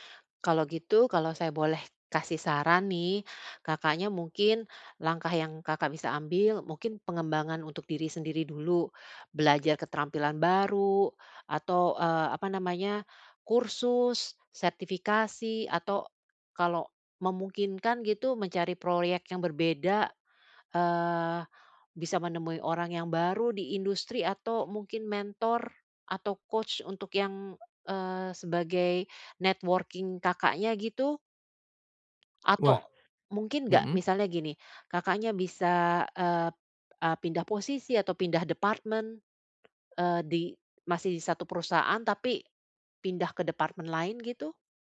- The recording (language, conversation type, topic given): Indonesian, advice, Bagaimana saya tahu apakah karier saya sedang mengalami stagnasi?
- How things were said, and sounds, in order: in English: "coach"; in English: "networking"; tapping